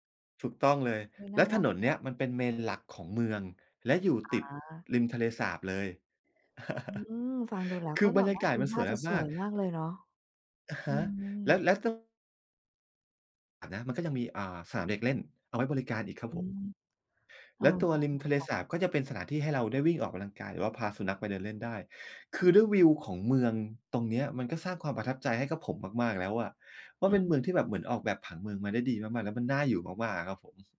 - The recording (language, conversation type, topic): Thai, podcast, ประสบการณ์การเดินทางครั้งไหนที่เปลี่ยนมุมมองชีวิตของคุณมากที่สุด?
- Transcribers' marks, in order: in English: "Main"; other background noise; chuckle; tapping